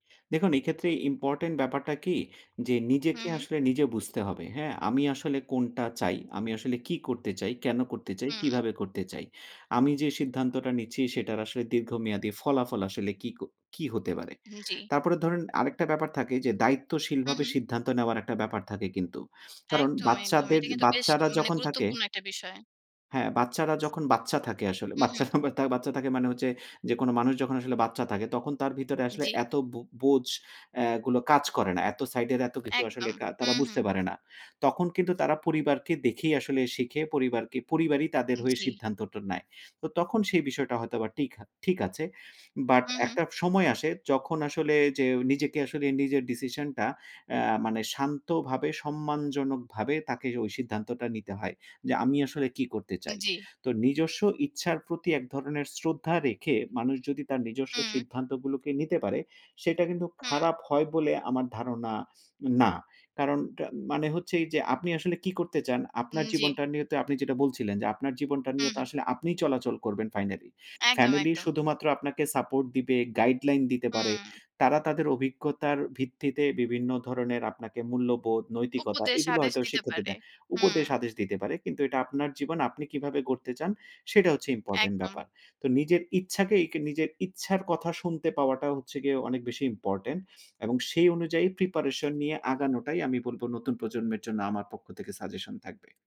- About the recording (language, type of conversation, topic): Bengali, podcast, পরিবারের ইচ্ছা আর নিজের ইচ্ছেকে কীভাবে মিলিয়ে নেবেন?
- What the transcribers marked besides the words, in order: none